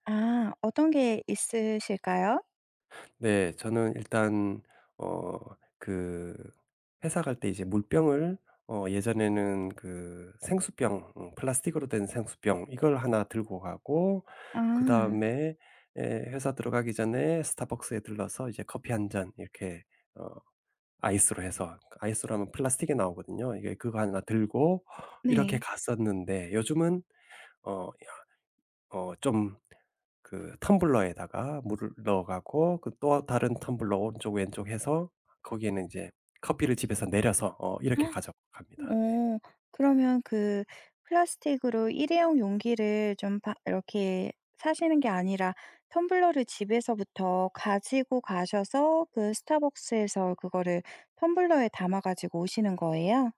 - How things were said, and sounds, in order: in English: "아이스로"; in English: "아이스로"; tapping; gasp; other background noise
- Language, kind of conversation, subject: Korean, podcast, 플라스틱 쓰레기를 줄이기 위해 일상에서 실천할 수 있는 현실적인 팁을 알려주실 수 있나요?